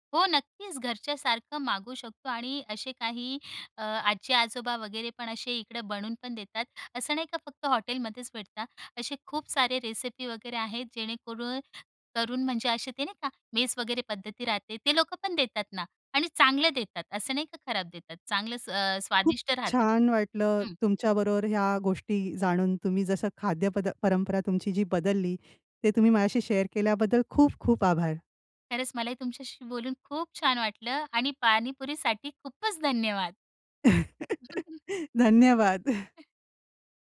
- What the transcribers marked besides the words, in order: in English: "रेसिपी"; in English: "शेअर"; laugh; laughing while speaking: "धन्यवाद"; giggle; chuckle
- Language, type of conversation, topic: Marathi, podcast, कुटुंबातील खाद्य परंपरा कशी बदलली आहे?